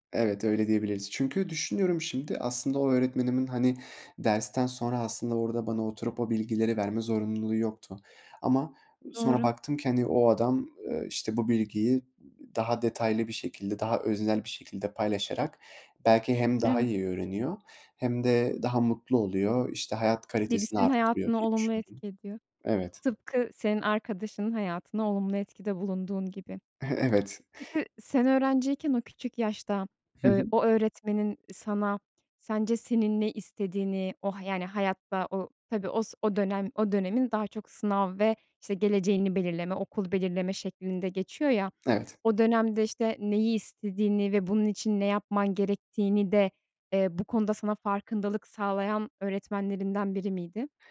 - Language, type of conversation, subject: Turkish, podcast, Birine bir beceriyi öğretecek olsan nasıl başlardın?
- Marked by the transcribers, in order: chuckle; tapping